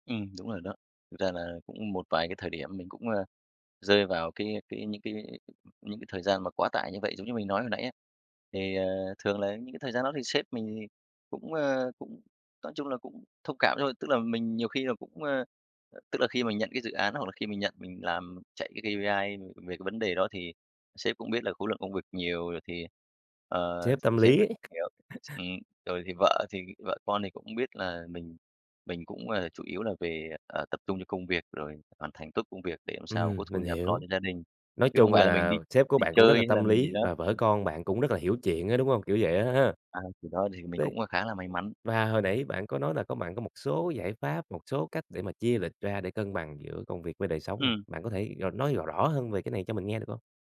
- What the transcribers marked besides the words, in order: tapping; in English: "K-P-I"; other background noise; laugh
- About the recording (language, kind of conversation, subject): Vietnamese, podcast, Bạn làm sao để giữ cân bằng giữa công việc và đời sống cá nhân?